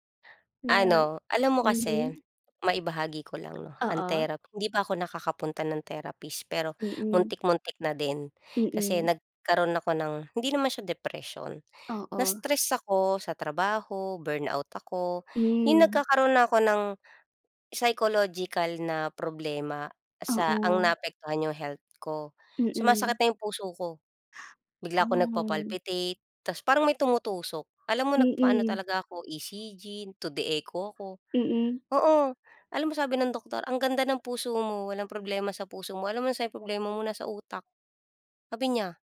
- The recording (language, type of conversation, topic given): Filipino, unstructured, Ano ang masasabi mo sa mga taong hindi naniniwala sa pagpapayo ng dalubhasa sa kalusugang pangkaisipan?
- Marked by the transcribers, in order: none